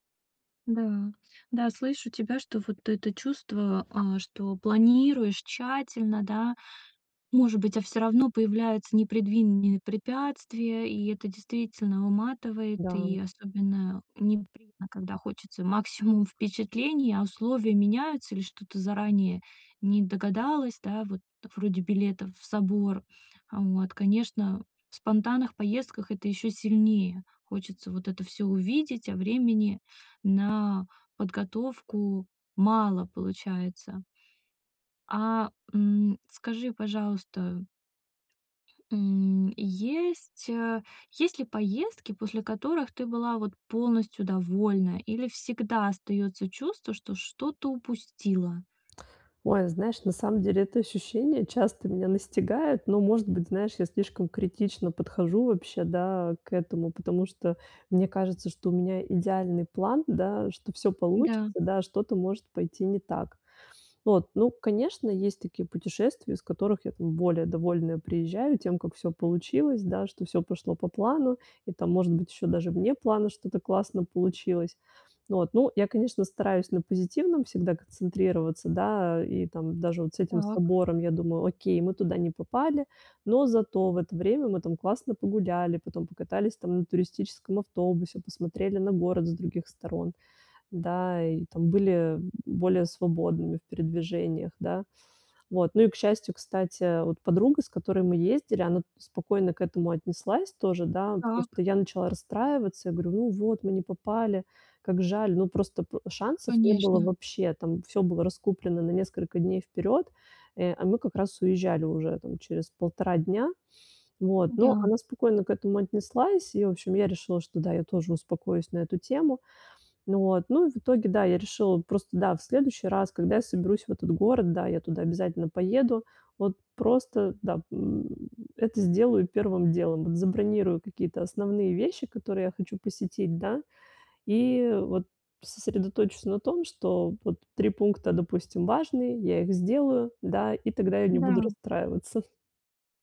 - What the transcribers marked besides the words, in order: other background noise; tapping; "непредвиденные" said as "непредвинные"
- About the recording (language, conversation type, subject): Russian, advice, Как лучше планировать поездки, чтобы не терять время?